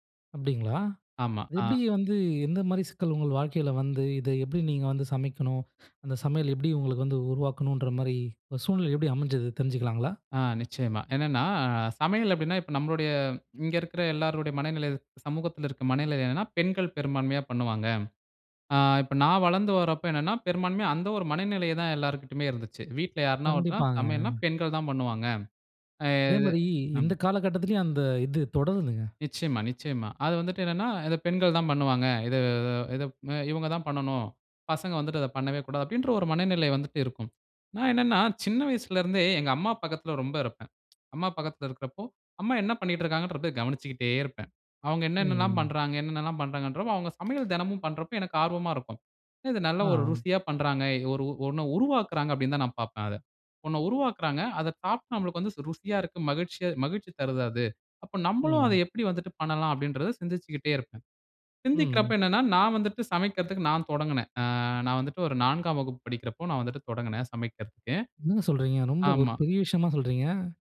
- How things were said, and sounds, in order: anticipating: "தெரிஞ்சுக்கலாங்களா!"; surprised: "என்ன சொல்றீங்க? ரொம்ப ஒரு பெரிய விஷயமா சொல்றீங்க"
- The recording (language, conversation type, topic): Tamil, podcast, சமையல் உங்கள் மனநிறைவை எப்படி பாதிக்கிறது?